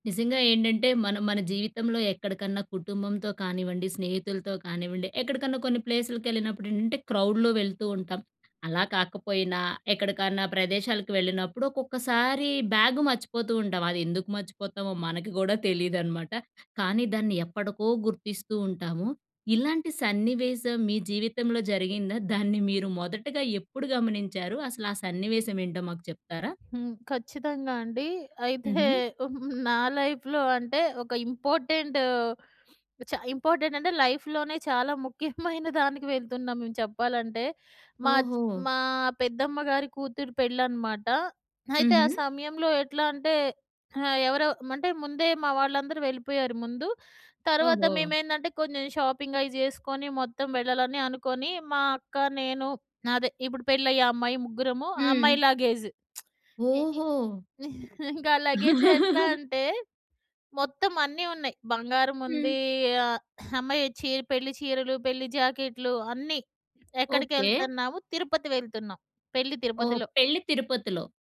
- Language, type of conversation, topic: Telugu, podcast, మీకు బ్యాగ్ పోయిపోయిన అనుభవం ఉందా?
- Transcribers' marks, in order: in English: "ప్లేసులకి"; in English: "క్రౌడ్‌లో"; other background noise; in English: "లైఫ్‌లో"; in English: "ఇంపార్టెంట్"; in English: "ఇంపార్టెంట్"; in English: "లైఫ్‌లోనే"; in English: "లగేజ్"; lip smack; giggle; in English: "లగేజ్"; giggle